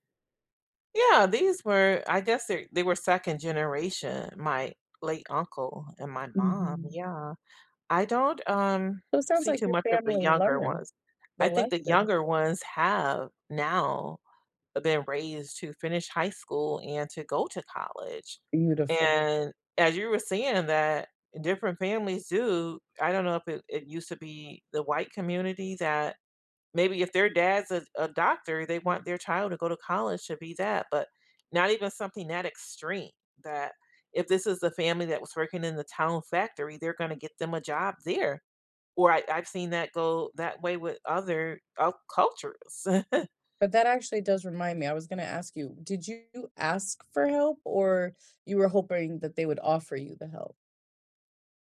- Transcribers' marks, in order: tapping; stressed: "have"; chuckle
- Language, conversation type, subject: English, unstructured, How do families support each other during tough times?